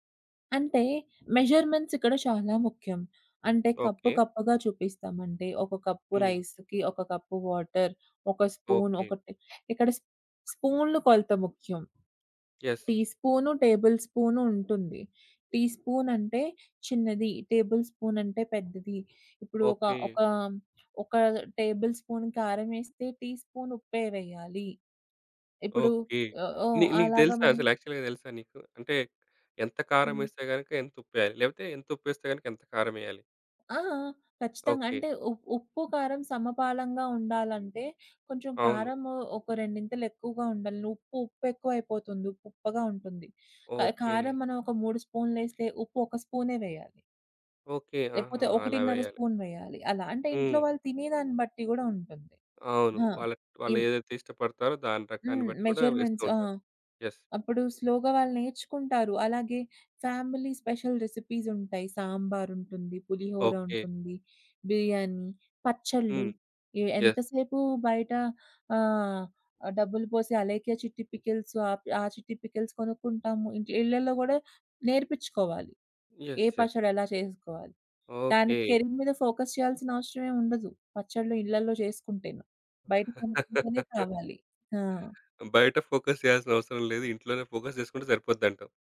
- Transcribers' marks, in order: in English: "రైస్‌కి"; in English: "స్పూన్"; in English: "యెస్"; in English: "టేబుల్"; in English: "టేబుల్"; in English: "టేబుల్ స్పూన్"; in English: "టీ స్పూన్"; in English: "యాక్చువల్‌గా"; in English: "స్పూన్"; in English: "మెజర్మెంట్స్"; in English: "యెస్"; in English: "స్లోగా"; in English: "ఫ్యామిలీ స్పెషల్"; in English: "యెస్"; in English: "పికిల్స్"; in English: "పికిల్స్"; in English: "యెస్. యెస్"; in English: "కెరీర్"; in English: "ఫోకస్"; laugh; in English: "ఫోకస్"; in English: "ఫోకస్"
- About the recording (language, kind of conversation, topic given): Telugu, podcast, కుటుంబంలో కొత్తగా చేరిన వ్యక్తికి మీరు వంట ఎలా నేర్పిస్తారు?